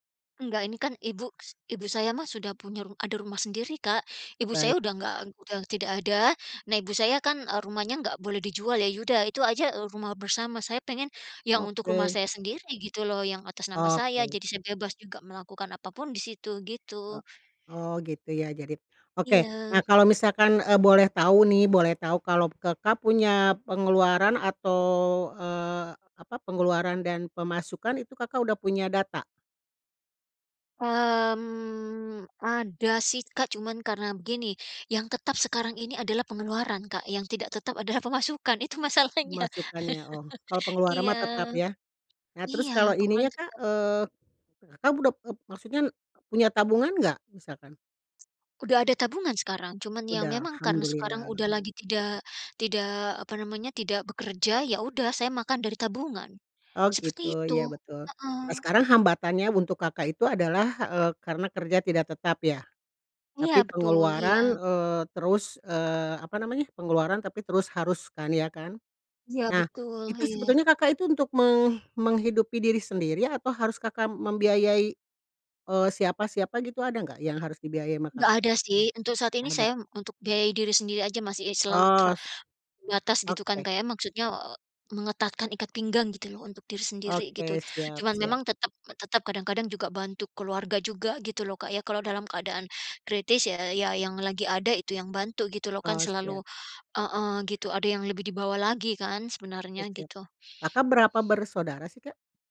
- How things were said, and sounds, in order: laughing while speaking: "masalahnya"; laugh; tapping
- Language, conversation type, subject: Indonesian, advice, Apa saja kendala yang Anda hadapi saat menabung untuk tujuan besar seperti membeli rumah atau membiayai pendidikan anak?